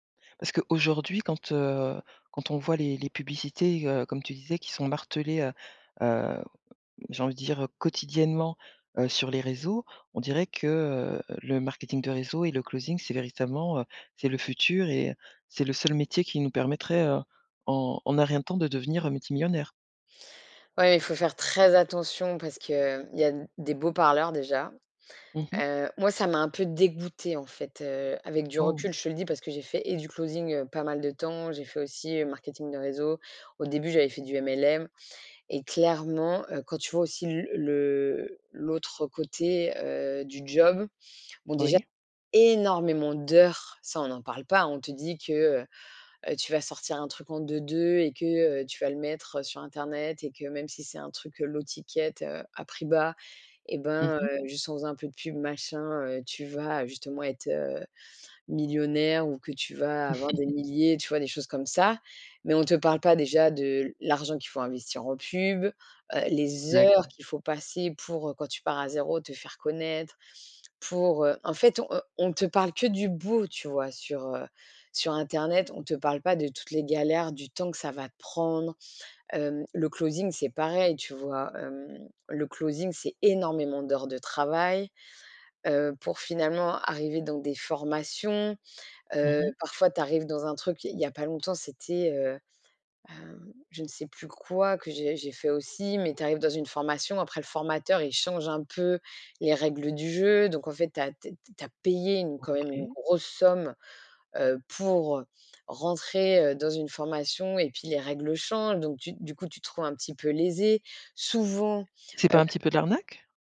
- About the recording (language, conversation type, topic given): French, podcast, Comment les réseaux sociaux influencent-ils nos envies de changement ?
- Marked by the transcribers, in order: in English: "closing"; stressed: "très"; stressed: "dégoûtée"; in English: "closing"; drawn out: "le"; stressed: "énormément"; in English: "low ticket"; other background noise; chuckle; stressed: "heures"; in English: "closing"; in English: "closing"; stressed: "énormément"